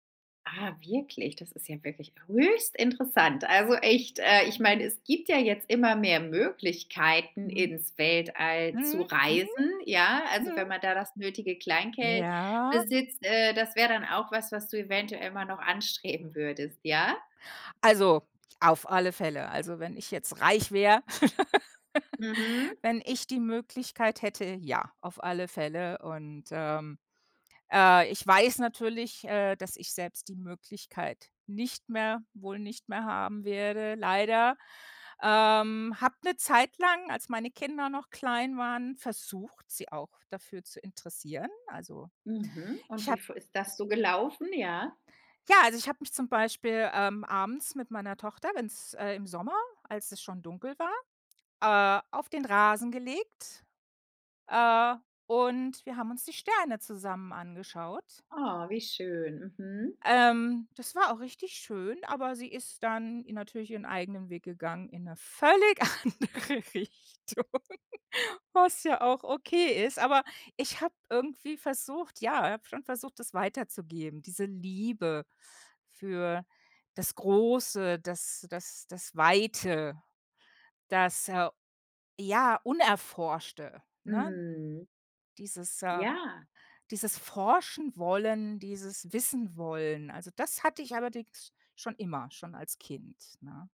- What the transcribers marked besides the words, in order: stressed: "höchst"; other background noise; put-on voice: "Mhm"; drawn out: "Ja"; laugh; stressed: "völlig"; laughing while speaking: "andere Richtung"; stressed: "Große"; stressed: "Weite"
- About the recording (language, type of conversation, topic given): German, podcast, Was fasziniert dich am Sternenhimmel, wenn du nachts rausgehst?